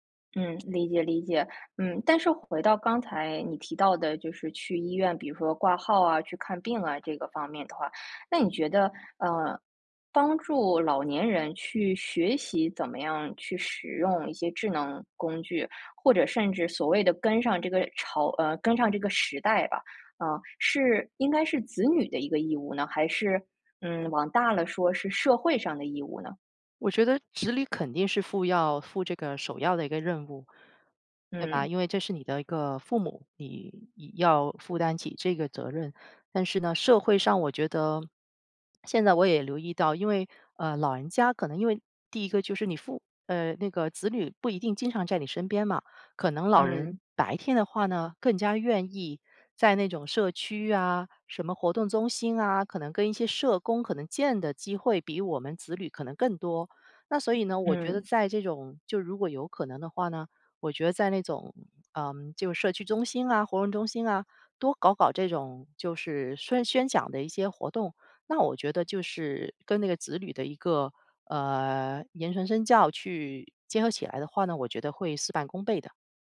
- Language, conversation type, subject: Chinese, podcast, 你会怎么教父母用智能手机，避免麻烦？
- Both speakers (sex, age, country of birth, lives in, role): female, 35-39, China, United States, host; female, 45-49, China, United States, guest
- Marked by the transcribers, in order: none